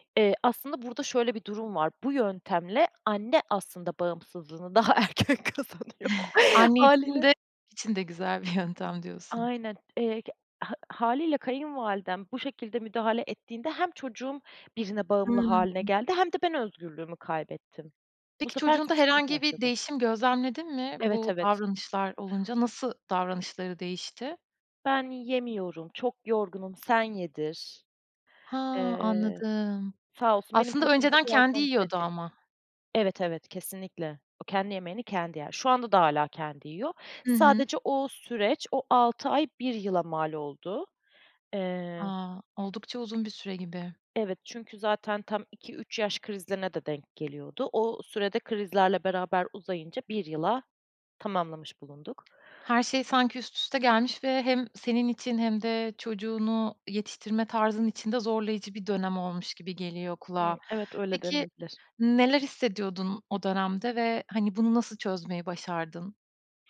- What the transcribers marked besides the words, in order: laughing while speaking: "daha erken kazanıyor hâliyle"; chuckle; chuckle; drawn out: "anladım"; tapping
- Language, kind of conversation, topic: Turkish, podcast, Kayınvalidenizle ilişkinizi nasıl yönetirsiniz?